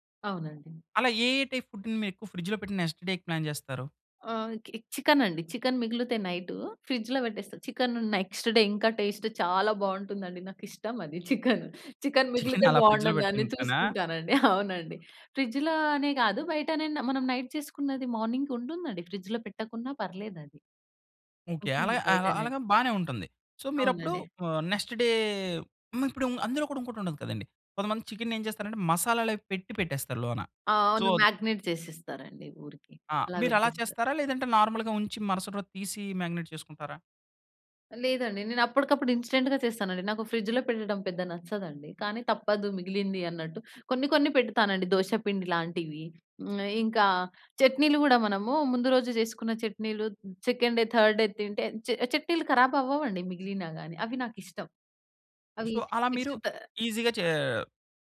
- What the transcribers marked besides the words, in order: in English: "టైప్ ఫుడ్‌ని"; in English: "ఫ్రిడ్జ్‌లో"; in English: "నెక్స్ట్ డే‌కి ప్లాన్"; in English: "ఫ్రిడ్జ్‌లో"; in English: "నెక్స్‌ట్ డే"; in English: "టేస్ట్"; laughing while speaking: "చికెను. చికెన్ మిగిలితే బావుంటుందని చూసుకుంటానండి. అవునండి"; in English: "ఫ్రిడ్జ్‌లో"; in English: "నైట్"; in English: "ఫ్రిడ్జ్‌లో"; in English: "సో"; in English: "నెక్స్‌ట్ డే"; in English: "సో"; in English: "మాగ్నేట్"; in English: "నార్మల్‌గా"; in English: "మాగ్నెట్"; in English: "ఇన్‌స్టెంట్‌గా"; in English: "ఫ్రిడ్జ్‌లో"; in English: "సెకండ్ డే, థర్డ్ డే"; in English: "సో"; in English: "నెక్ట్"; in English: "ఈజీ‌గా"
- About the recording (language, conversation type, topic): Telugu, podcast, మిగిలిన ఆహారాన్ని మీరు ఎలా ఉపయోగిస్తారు?